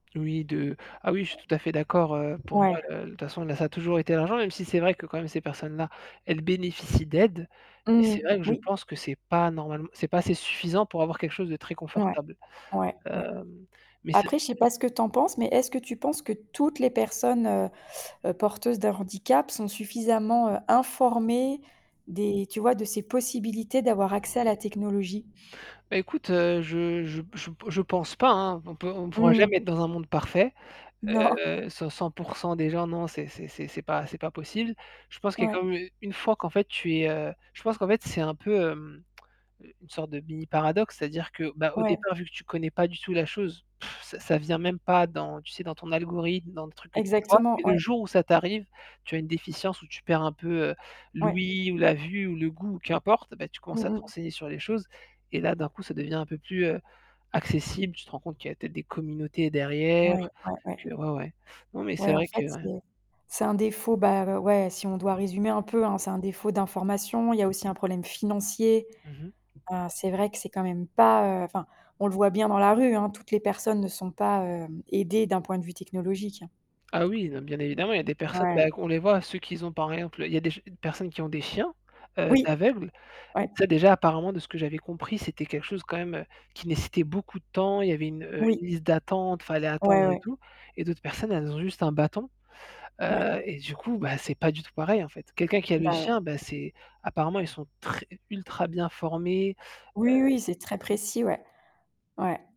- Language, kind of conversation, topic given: French, unstructured, Comment la technologie peut-elle aider les personnes en situation de handicap ?
- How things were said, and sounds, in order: static; unintelligible speech; other background noise; tapping; mechanical hum; distorted speech; laughing while speaking: "Non"; blowing